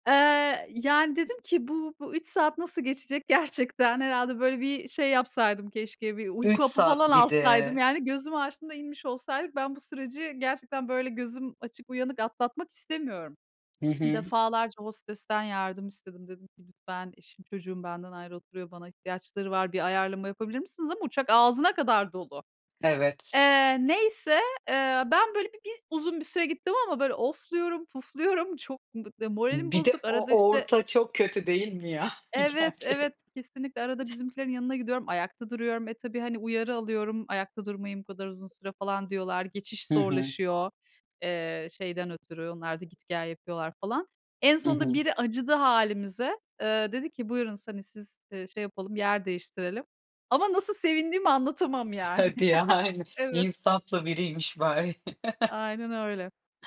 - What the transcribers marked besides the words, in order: other background noise; tapping; chuckle; chuckle
- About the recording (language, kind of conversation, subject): Turkish, unstructured, Uçak yolculuğunda yaşadığın en kötü deneyim neydi?